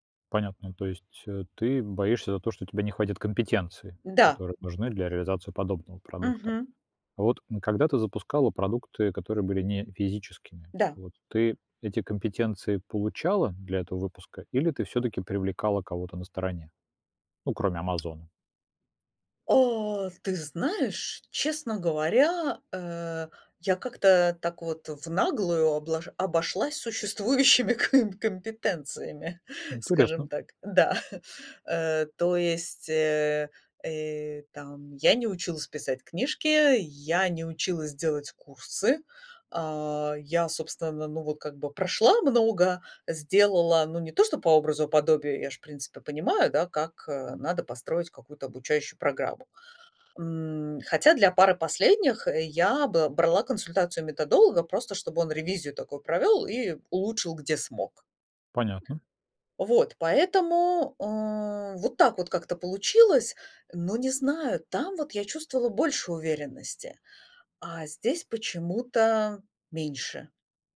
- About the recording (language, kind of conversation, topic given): Russian, advice, Как справиться с постоянным страхом провала при запуске своего первого продукта?
- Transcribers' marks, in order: tapping; laughing while speaking: "существующими ком компетенциями"